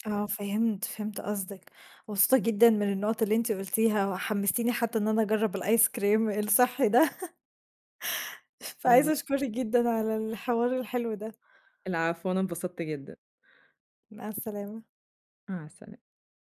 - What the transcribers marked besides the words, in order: chuckle
- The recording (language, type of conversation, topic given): Arabic, podcast, إزاي تجهّز أكل صحي بسرعة في البيت؟